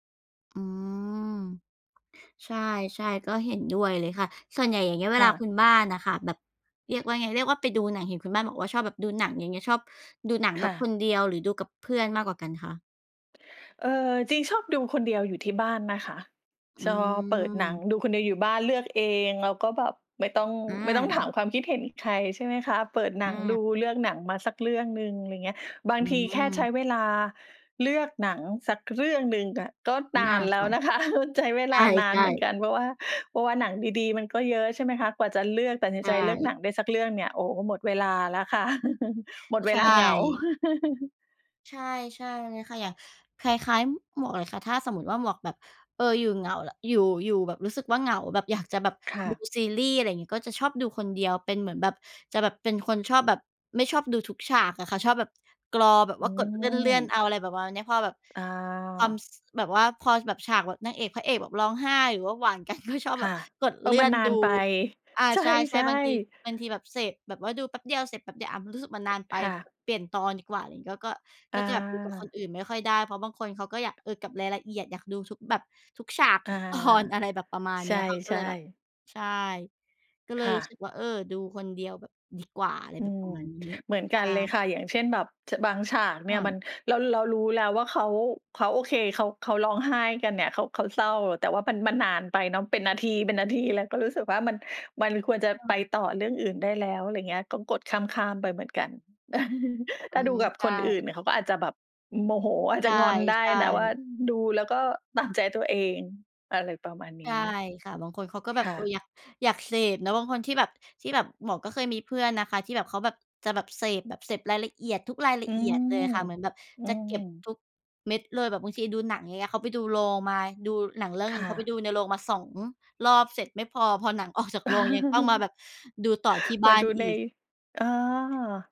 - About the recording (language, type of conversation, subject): Thai, unstructured, คุณคิดว่าความเหงาส่งผลต่อสุขภาพจิตอย่างไร?
- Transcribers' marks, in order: laughing while speaking: "นะคะ"; chuckle; laughing while speaking: "กัน"; laughing while speaking: "ใช่ ๆ"; laughing while speaking: "ตอน"; chuckle; chuckle; laughing while speaking: "ออก"